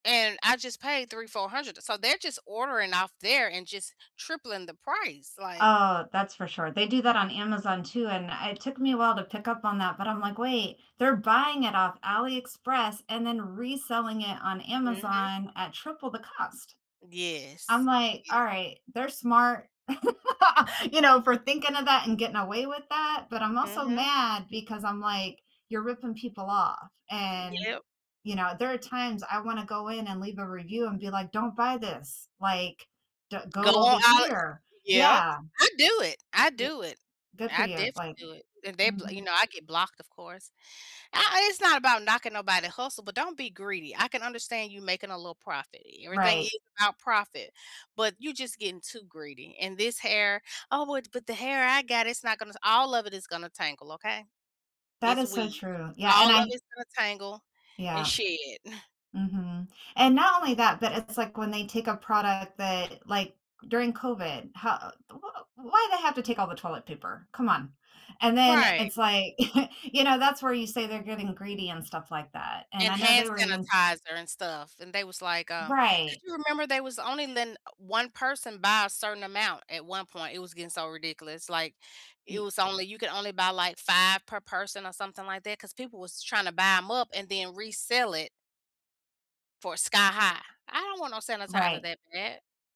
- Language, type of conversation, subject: English, unstructured, Have you ever been surprised by how much something cost?
- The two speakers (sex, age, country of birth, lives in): female, 40-44, United States, United States; female, 50-54, United States, United States
- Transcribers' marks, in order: other background noise; laugh; chuckle; chuckle